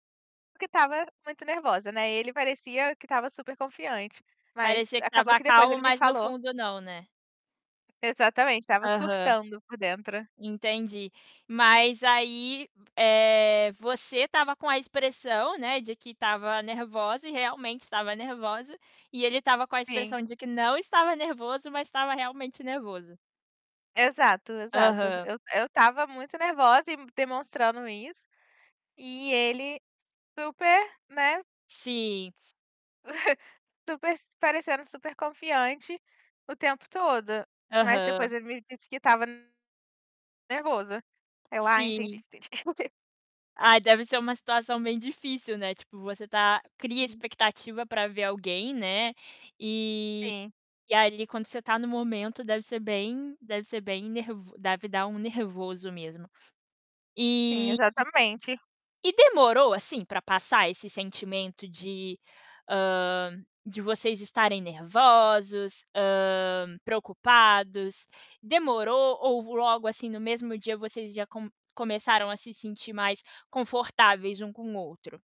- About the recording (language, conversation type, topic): Portuguese, podcast, Como foi o encontro mais inesperado que você teve durante uma viagem?
- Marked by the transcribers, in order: static; other background noise; chuckle; distorted speech; tapping; unintelligible speech